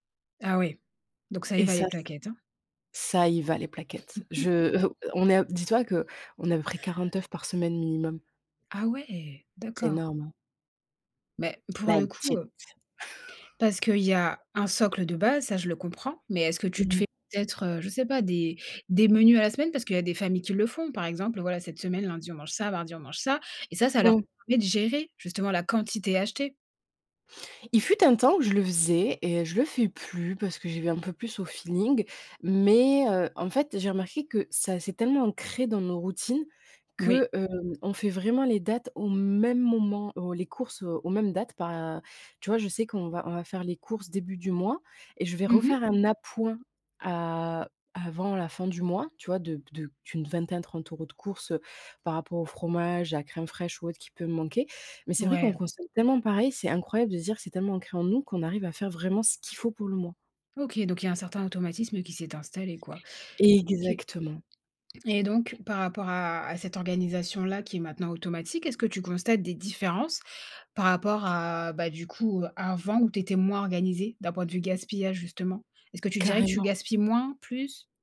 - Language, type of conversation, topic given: French, podcast, Comment gères-tu le gaspillage alimentaire chez toi ?
- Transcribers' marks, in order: tapping; other background noise; chuckle; surprised: "Ah ouais"; chuckle